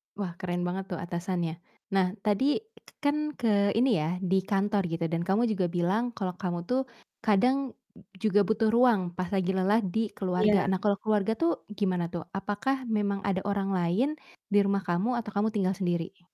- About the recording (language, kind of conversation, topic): Indonesian, podcast, Bagaimana cara kamu meminta ruang saat sedang lelah?
- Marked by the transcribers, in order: other background noise; distorted speech